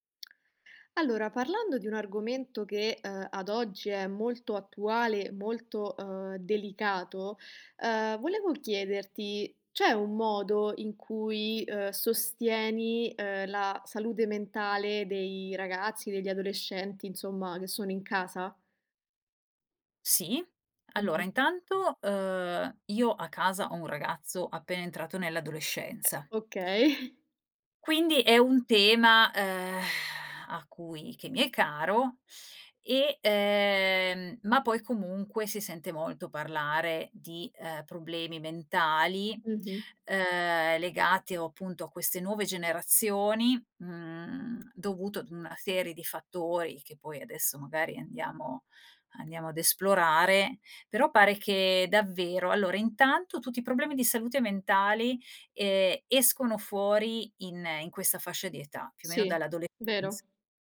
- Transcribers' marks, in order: other background noise; laughing while speaking: "Okay"; sigh; tapping
- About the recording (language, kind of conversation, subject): Italian, podcast, Come sostenete la salute mentale dei ragazzi a casa?